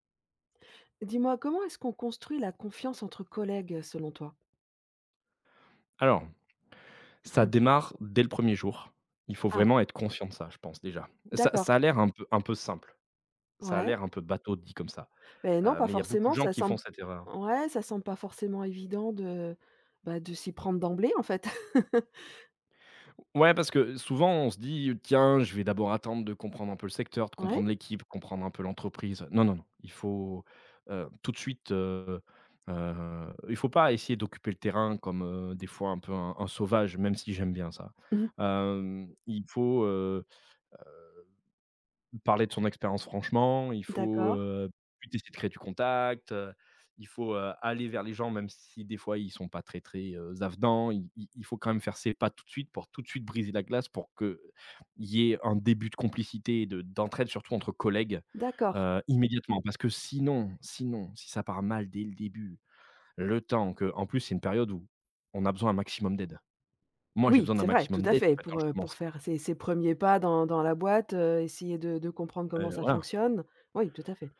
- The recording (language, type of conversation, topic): French, podcast, Comment, selon toi, construit-on la confiance entre collègues ?
- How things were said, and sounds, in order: chuckle